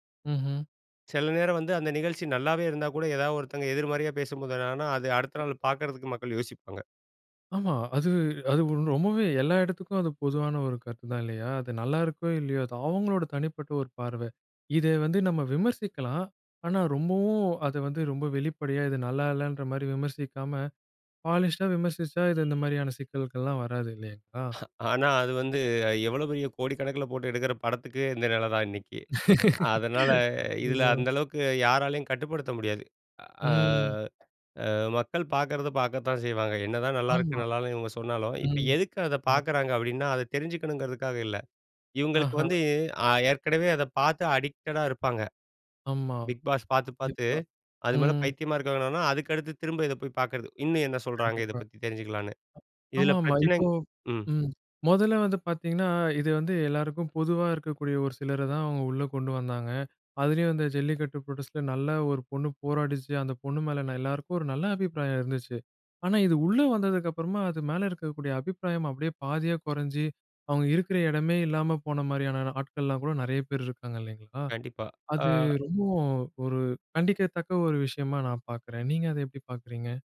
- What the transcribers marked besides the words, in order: other background noise; in English: "பாலிஷ்டா"; "விமர்சிச்சா" said as "விமர்சிஷா"; horn; laugh; unintelligible speech; in English: "அடிக்டடா"; in English: "பிக் பாஸ்"; other noise; in English: "புரோடெஸ்ட்டில"
- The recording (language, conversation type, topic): Tamil, podcast, சமூக ஊடகங்கள் தொலைக்காட்சி நிகழ்ச்சிகளை எப்படிப் பாதிக்கின்றன?